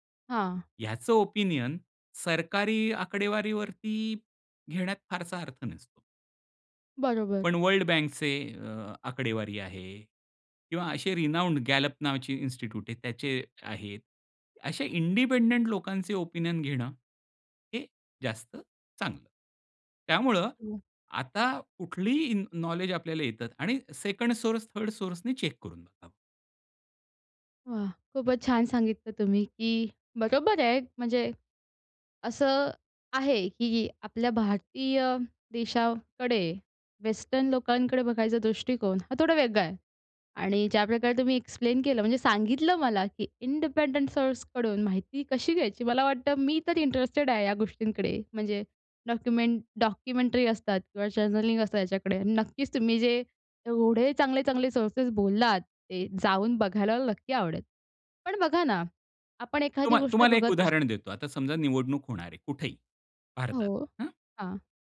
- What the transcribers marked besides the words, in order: in English: "ओपिनियन"; in English: "रीनौंड"; in English: "इंडिपेंडेंट"; in English: "ओपिनियन"; in English: "सेकंड सोर्स, थर्ड सोर्सनी चेक"; in English: "वेस्टर्न"; in English: "इंडिपेंडेंट"; in English: "डॉक्युमेंट, डॉक्युमेंटरी"; tapping
- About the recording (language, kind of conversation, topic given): Marathi, podcast, निवडून सादर केलेल्या माहितीस आपण विश्वासार्ह कसे मानतो?